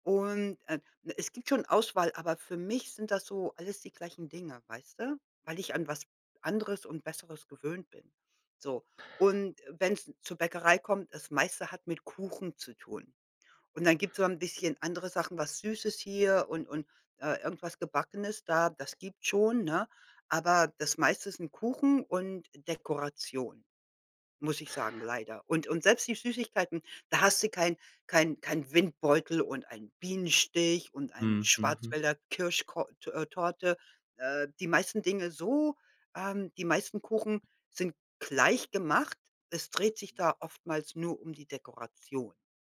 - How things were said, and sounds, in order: other background noise; tapping
- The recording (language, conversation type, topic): German, podcast, Welche Rolle spielt Brot in deiner Kultur?